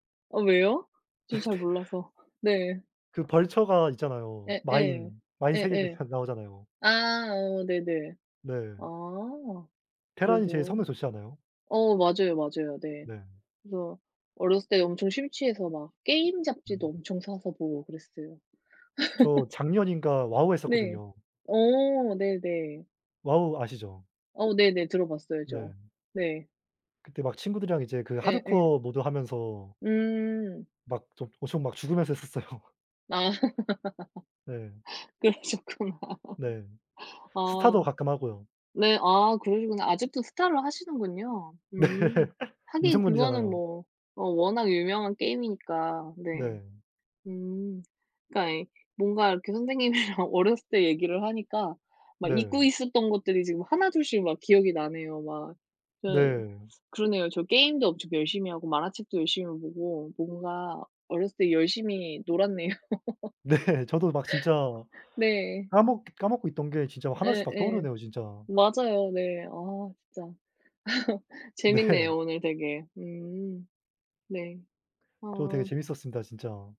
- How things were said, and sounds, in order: laughing while speaking: "네네"; laugh; laughing while speaking: "했었어요"; laugh; laughing while speaking: "그러셨구나"; laughing while speaking: "네"; laughing while speaking: "선생님이랑"; other background noise; laughing while speaking: "네"; laugh; laugh; laughing while speaking: "네"; tapping
- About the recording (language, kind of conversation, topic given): Korean, unstructured, 어린 시절에 가장 기억에 남는 순간은 무엇인가요?